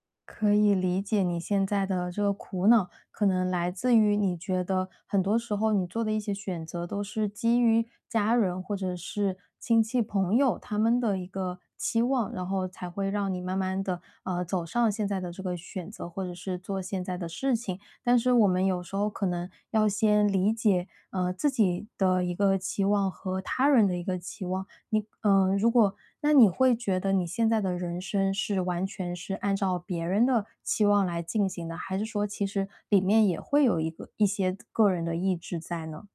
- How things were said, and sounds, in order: other background noise
- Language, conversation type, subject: Chinese, advice, 我害怕辜负家人和朋友的期望，该怎么办？